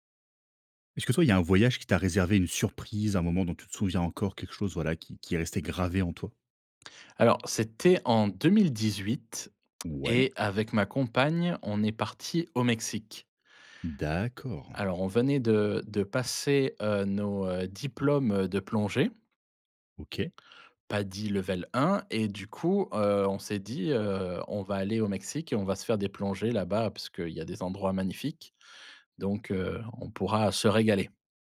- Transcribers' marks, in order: tapping; in English: "level"
- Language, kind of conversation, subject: French, podcast, Quel voyage t’a réservé une surprise dont tu te souviens encore ?